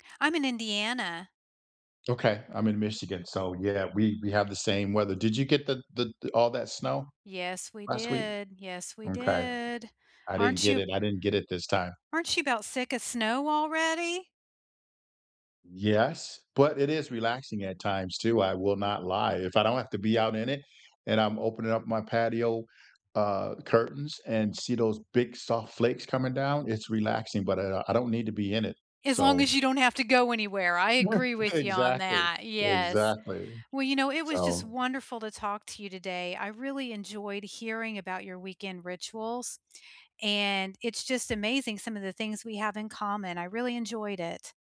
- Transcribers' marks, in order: other background noise; drawn out: "did"; unintelligible speech
- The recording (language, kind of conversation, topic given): English, unstructured, What weekend rituals help you feel recharged, and how can we support each other’s downtime?
- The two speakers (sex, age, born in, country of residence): female, 50-54, United States, United States; male, 60-64, United States, United States